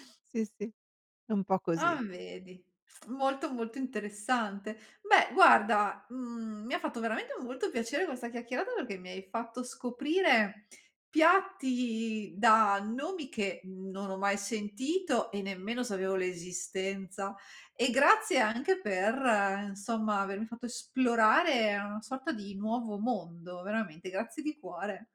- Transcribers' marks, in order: none
- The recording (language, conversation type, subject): Italian, podcast, Qual è il cibo straniero che ti ha sorpreso di più?